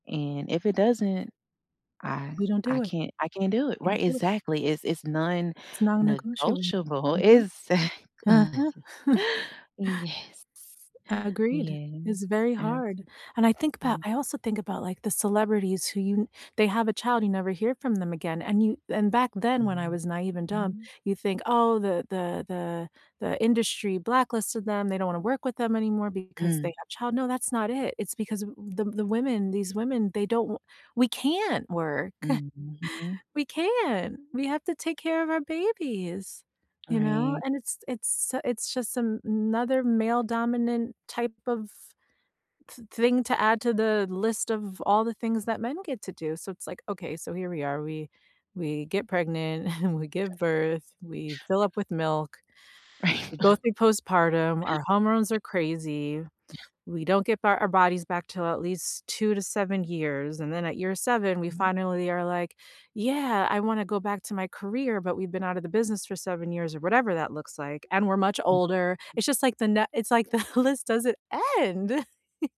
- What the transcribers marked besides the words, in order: chuckle; laughing while speaking: "exactly"; other background noise; stressed: "can't"; chuckle; scoff; inhale; laughing while speaking: "Right"; chuckle; laughing while speaking: "list"; laugh
- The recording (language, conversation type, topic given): English, unstructured, What do you do when your goals conflict with someone else’s expectations?
- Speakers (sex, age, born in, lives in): female, 35-39, United States, United States; female, 40-44, United States, United States